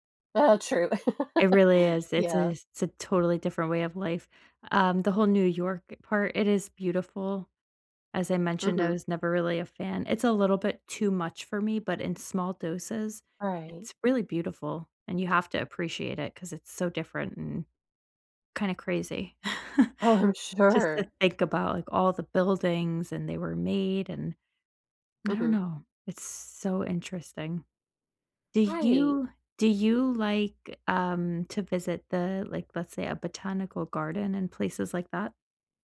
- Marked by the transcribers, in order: laugh; chuckle
- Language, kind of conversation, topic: English, unstructured, How can I use nature to improve my mental health?